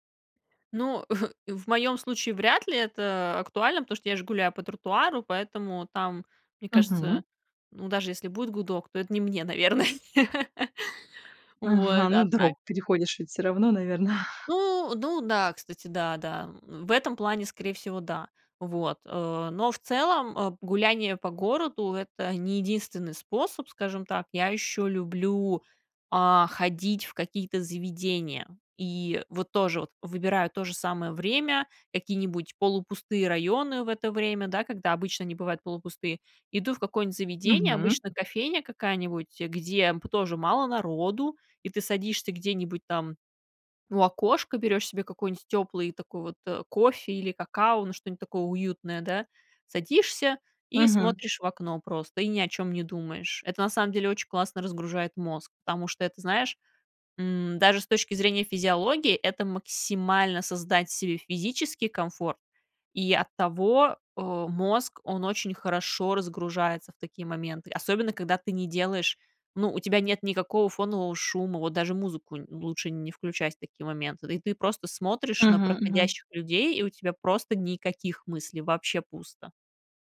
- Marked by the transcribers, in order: chuckle; laugh; chuckle; tapping
- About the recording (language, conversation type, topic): Russian, podcast, Как сделать обычную прогулку более осознанной и спокойной?